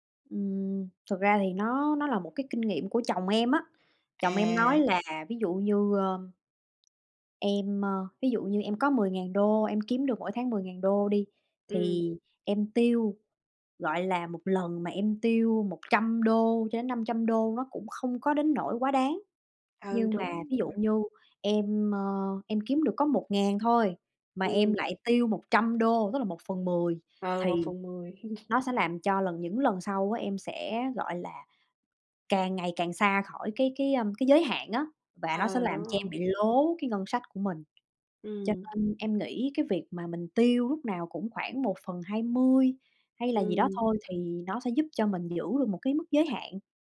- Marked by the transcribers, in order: tapping; laugh
- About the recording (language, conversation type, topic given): Vietnamese, unstructured, Bạn làm gì để cân bằng giữa tiết kiệm và chi tiêu cho sở thích cá nhân?